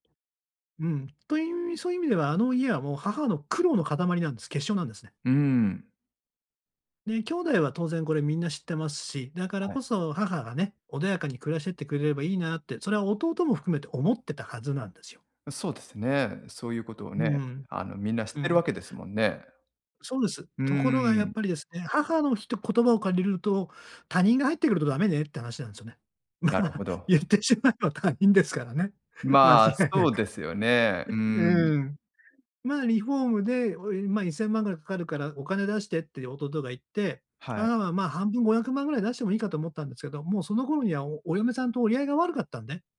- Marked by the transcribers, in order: laughing while speaking: "ま、言ってしまえば他人ですからね。間違いなく"; chuckle
- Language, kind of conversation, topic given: Japanese, advice, 価値観が違う相手とは、どう話し合えばいいですか？